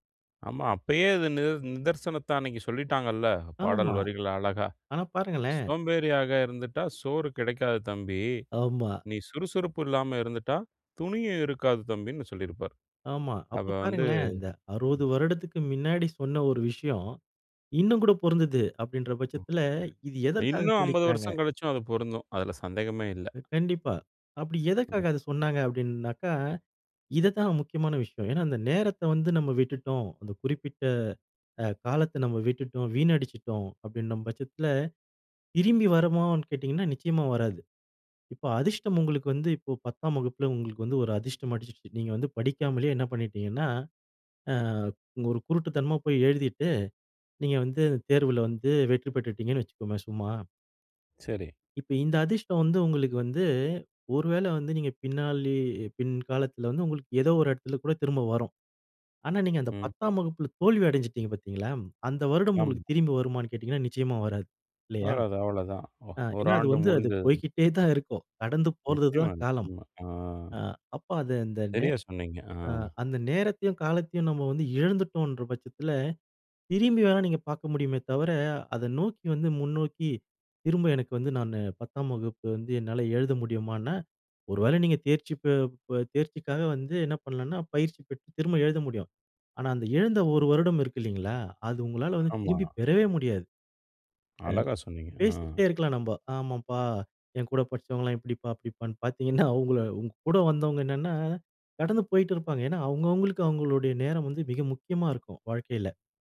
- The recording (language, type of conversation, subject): Tamil, podcast, நேரமும் அதிர்ஷ்டமும்—உங்கள் வாழ்க்கையில் எது அதிகம் பாதிப்பதாக நீங்கள் நினைக்கிறீர்கள்?
- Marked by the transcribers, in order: other background noise; other noise; "எதுக்காக" said as "எதக்காக"; "வருமான்னு" said as "வரோமான்னு"; tapping; laughing while speaking: "அவுங்கள"